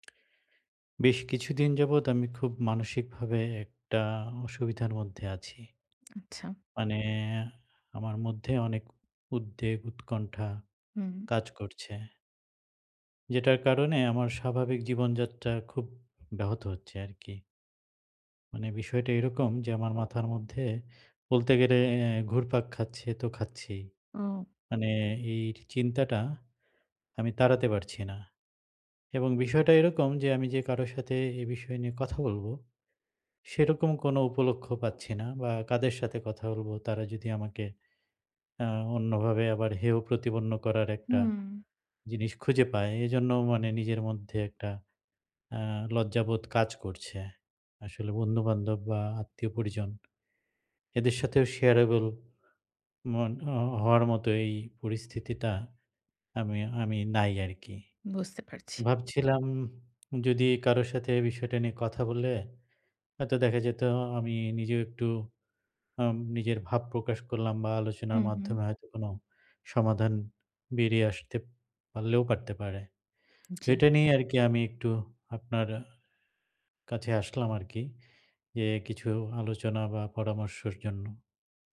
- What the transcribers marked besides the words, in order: tapping; in English: "sharable"; lip smack
- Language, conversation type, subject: Bengali, advice, মানসিক স্পষ্টতা ও মনোযোগ কীভাবে ফিরে পাব?